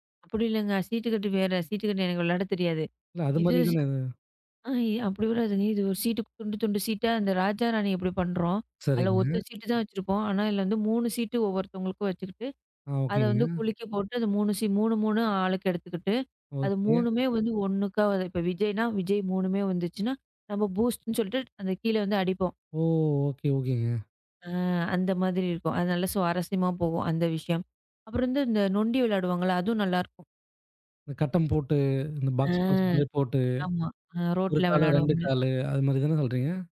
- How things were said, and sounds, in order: drawn out: "ஆ"
- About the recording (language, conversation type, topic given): Tamil, podcast, சின்ன வயதில் விளையாடிய நினைவுகளைப் பற்றி சொல்லுங்க?